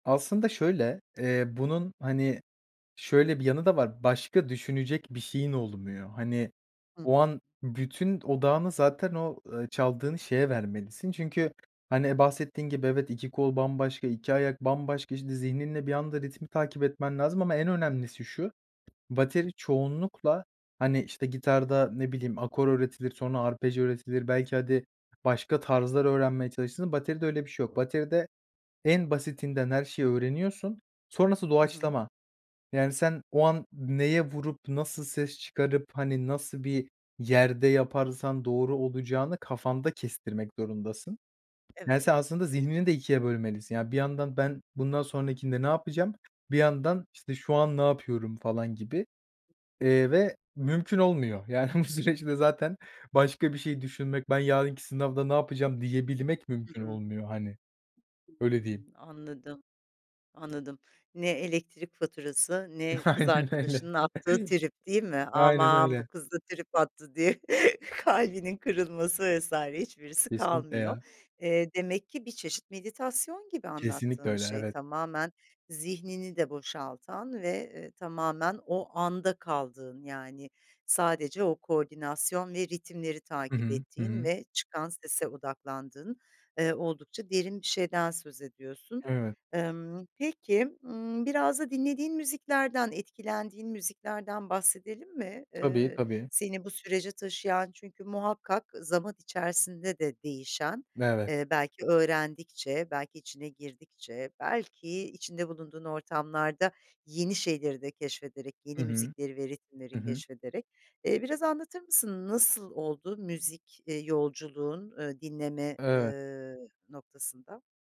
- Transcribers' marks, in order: tapping; other background noise; laughing while speaking: "Yani bu süreçte zaten"; laughing while speaking: "Aynen öyle"; chuckle; "Evet" said as "beve"
- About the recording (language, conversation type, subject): Turkish, podcast, Müzikle bağın nasıl başladı, anlatır mısın?